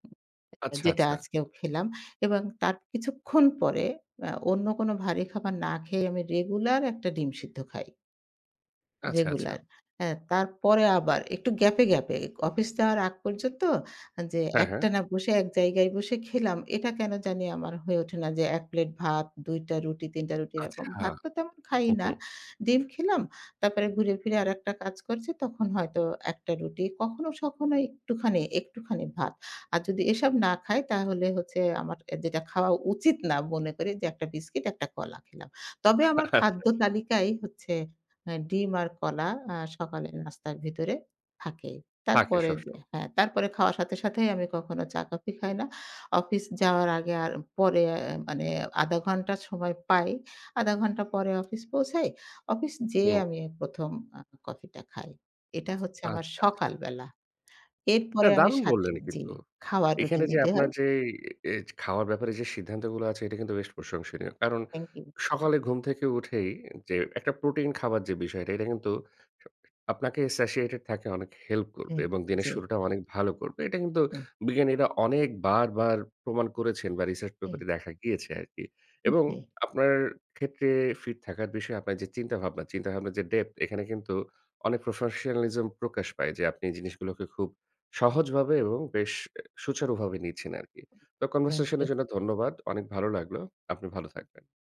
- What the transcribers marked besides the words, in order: tapping; laughing while speaking: "আচ্ছা, আচ্ছা"; horn; alarm; other noise; in English: "satiated"; in English: "research paper"; in English: "depth"; in English: "professionalism"; in English: "conversation"
- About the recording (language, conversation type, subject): Bengali, podcast, জিমে না গিয়ে কীভাবে ফিট থাকা যায়?